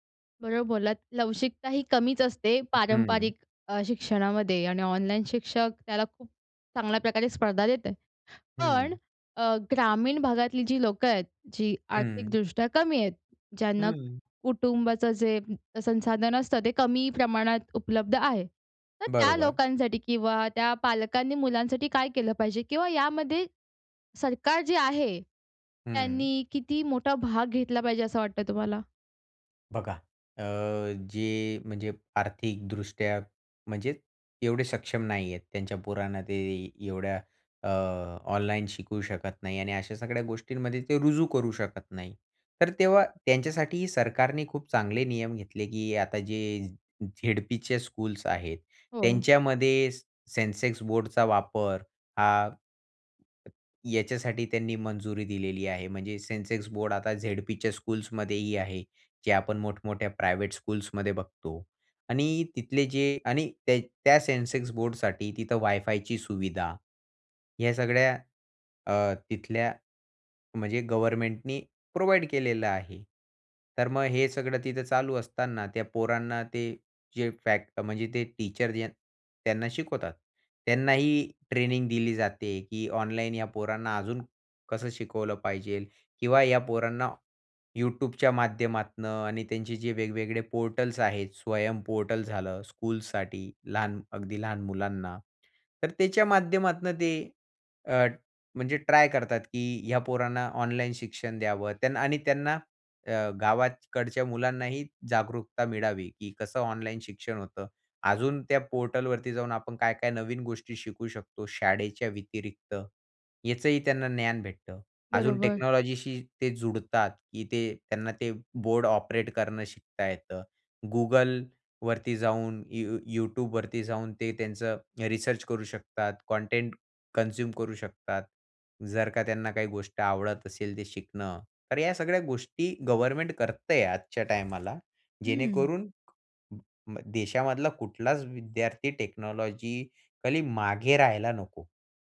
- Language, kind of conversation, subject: Marathi, podcast, ऑनलाइन शिक्षणामुळे पारंपरिक शाळांना स्पर्धा कशी द्यावी लागेल?
- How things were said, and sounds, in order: tapping; in English: "स्कूल्स"; in English: "स्कूल्समध्येही"; in English: "प्रायव्हेट स्कूल्समध्ये"; in English: "प्रोव्हाईड"; in English: "टीचर"; in English: "पोर्टल्स"; in English: "पोर्टल"; in English: "स्कूलसाठी"; other background noise; in English: "पोर्टलवरती"; in English: "टेक्नॉलॉजीशी"; in English: "रिसर्च"; in English: "कन्झ्युम"; in English: "टेक्नॉलॉजिकली"